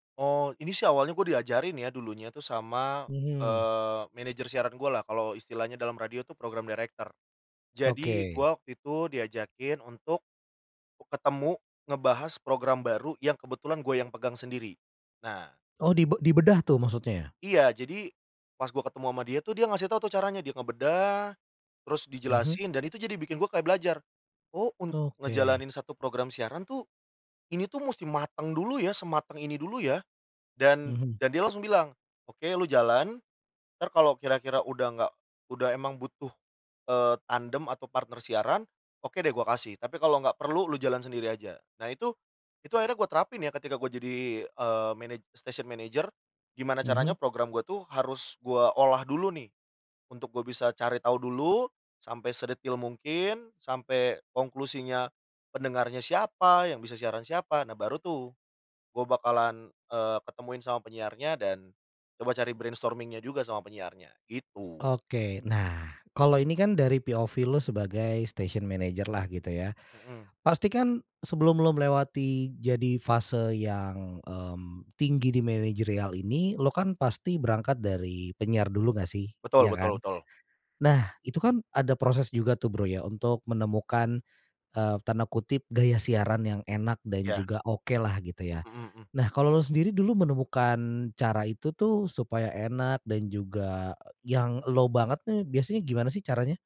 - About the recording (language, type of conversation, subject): Indonesian, podcast, Bagaimana kamu menemukan suara atau gaya kreatifmu sendiri?
- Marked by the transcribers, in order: in English: "program director"; in English: "station manager"; in English: "brainstorming-nya"; in English: "POV"; in English: "station manager"